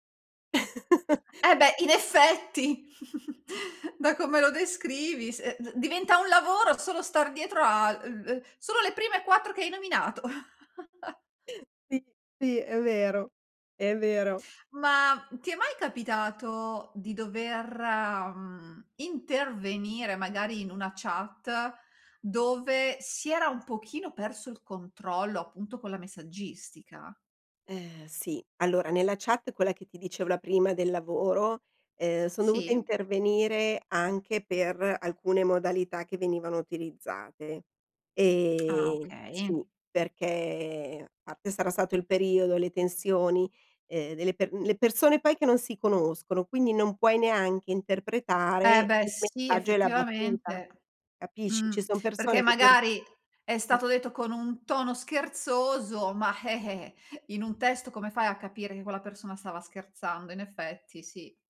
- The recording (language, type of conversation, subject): Italian, podcast, Come gestisci le chat di gruppo troppo rumorose?
- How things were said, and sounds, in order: laugh; tapping; chuckle; chuckle